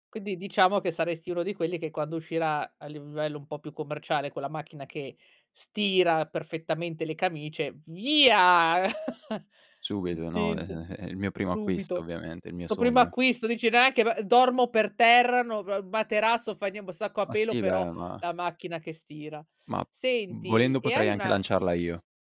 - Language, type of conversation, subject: Italian, podcast, Cosa significa per te il cibo della nonna?
- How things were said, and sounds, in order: laugh